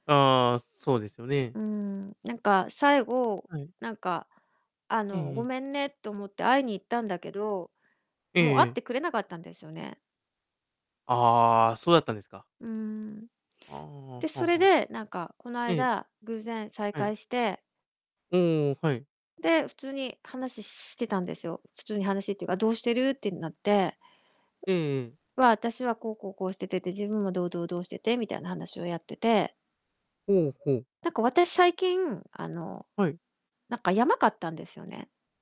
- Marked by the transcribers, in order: distorted speech
- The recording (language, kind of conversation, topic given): Japanese, advice, 元パートナーと友達として付き合っていけるか、どうすればいいですか？